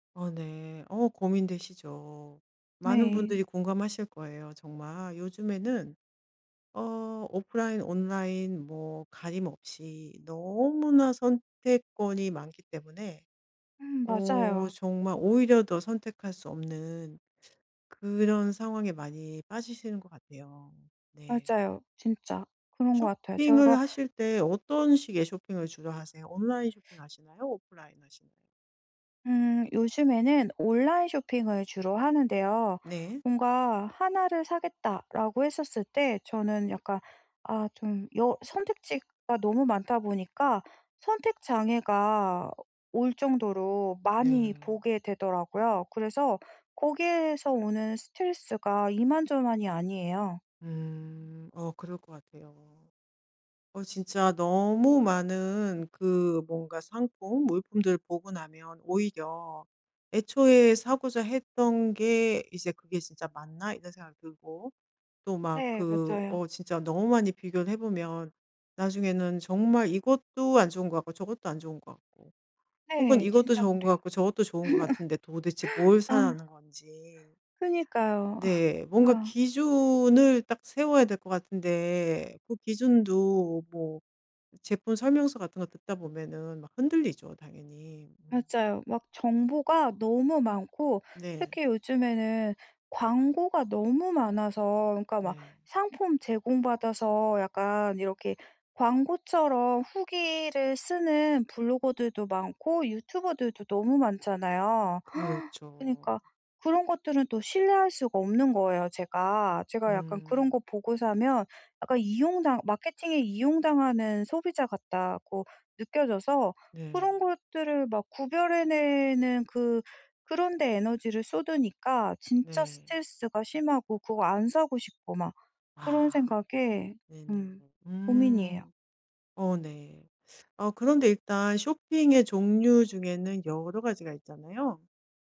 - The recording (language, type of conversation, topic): Korean, advice, 쇼핑 스트레스를 줄이면서 효율적으로 물건을 사려면 어떻게 해야 하나요?
- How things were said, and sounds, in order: other background noise; laugh; gasp